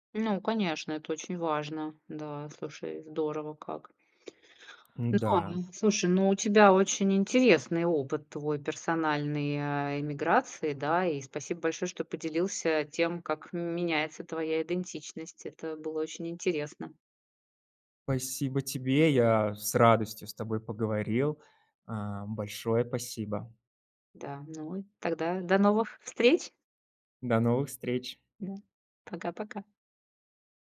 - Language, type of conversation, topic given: Russian, podcast, Как миграция или переезд повлияли на ваше чувство идентичности?
- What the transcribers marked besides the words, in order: none